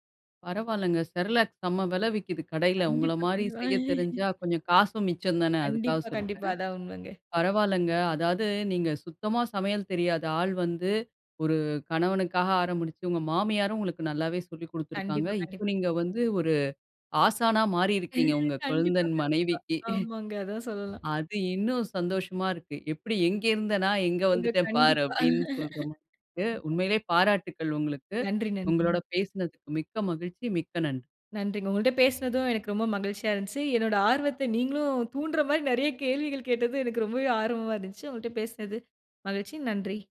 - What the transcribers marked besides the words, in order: laugh; other background noise; laugh; chuckle; unintelligible speech; laugh; other noise
- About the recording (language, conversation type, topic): Tamil, podcast, சமையலின் மீது மீண்டும் ஆர்வம் வர என்ன உதவும்?